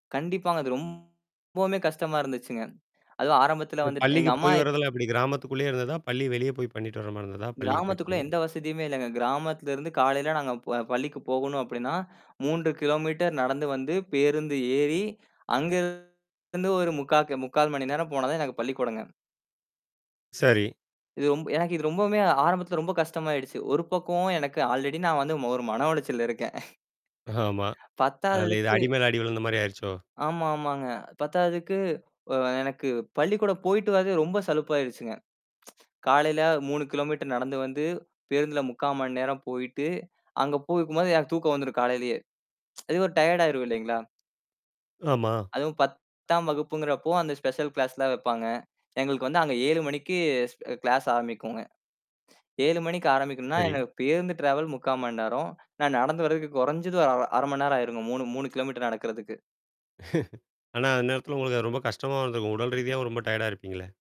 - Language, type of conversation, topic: Tamil, podcast, ஊரை விட்டு வெளியேறிய அனுபவம் உங்களுக்கு எப்படி இருந்தது?
- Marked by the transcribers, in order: distorted speech; drawn out: "ரொம்பவுமே"; in English: "ஆல்ரெடி"; chuckle; other noise; tsk; tsk; in English: "டயர்ட்"; in English: "ஸ்பெஷல் கிளாஸ்"; chuckle; in English: "டயர்டா"